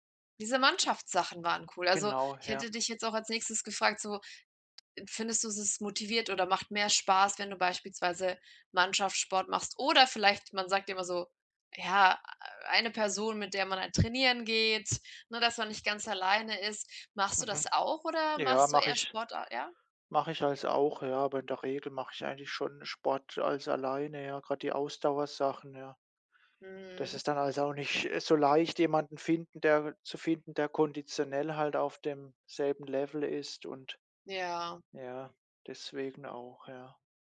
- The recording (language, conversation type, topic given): German, unstructured, Warum empfinden manche Menschen Sport als lästig statt als Spaß?
- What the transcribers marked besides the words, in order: other background noise